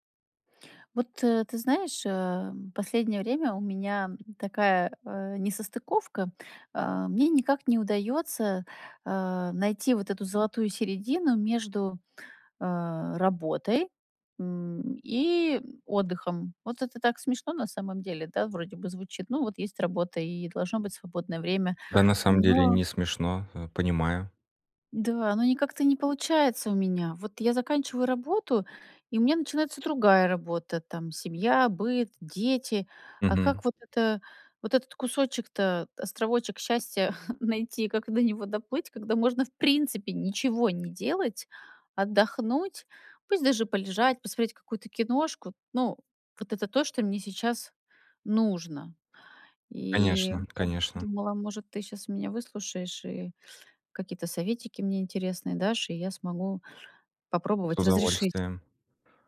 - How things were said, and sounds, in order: chuckle
- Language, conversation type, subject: Russian, advice, Как мне лучше распределять время между работой и отдыхом?